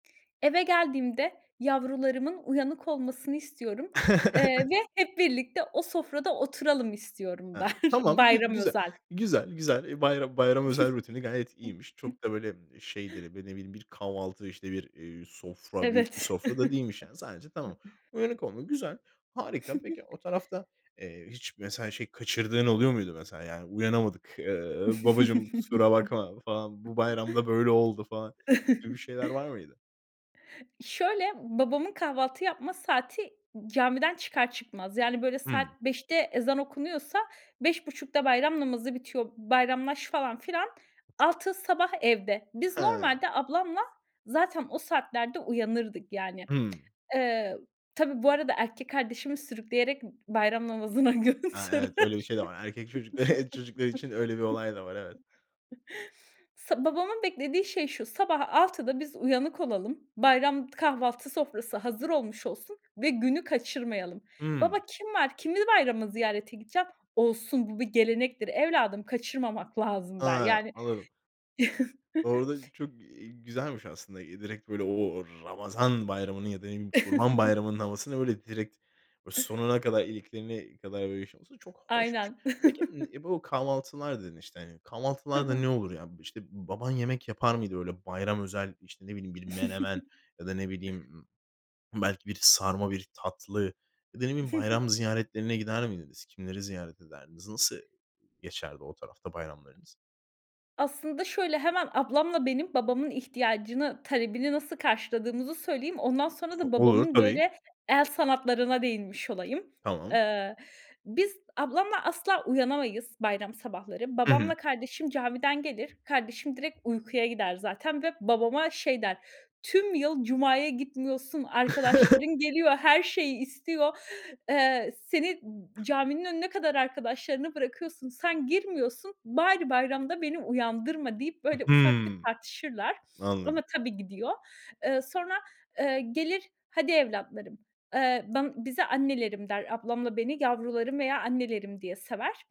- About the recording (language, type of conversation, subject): Turkish, podcast, Bayramlarda size özel bir alışkanlığınız var mı, neler yaparsınız?
- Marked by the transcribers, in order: chuckle; other background noise; chuckle; chuckle; chuckle; chuckle; chuckle; chuckle; tapping; laughing while speaking: "götürür"; laugh; chuckle; chuckle; chuckle; chuckle; chuckle